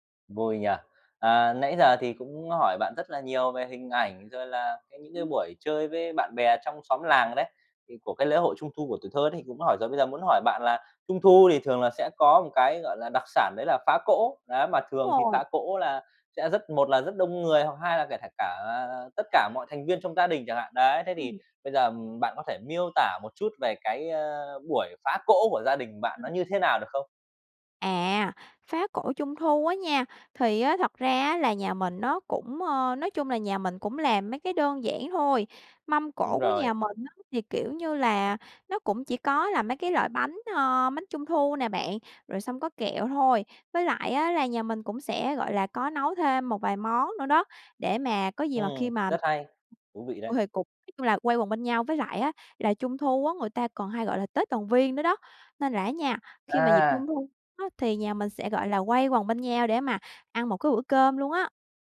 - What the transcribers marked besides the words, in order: other background noise
- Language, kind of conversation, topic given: Vietnamese, podcast, Bạn nhớ nhất lễ hội nào trong tuổi thơ?